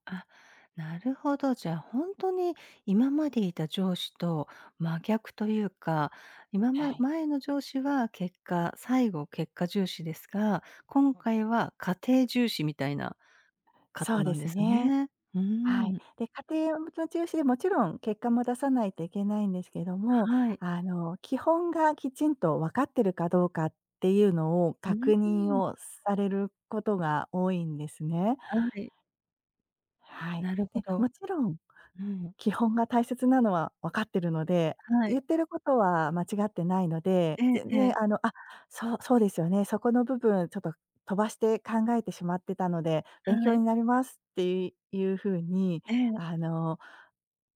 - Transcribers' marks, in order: none
- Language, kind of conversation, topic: Japanese, advice, 上司が交代して仕事の進め方が変わり戸惑っていますが、どう対処すればよいですか？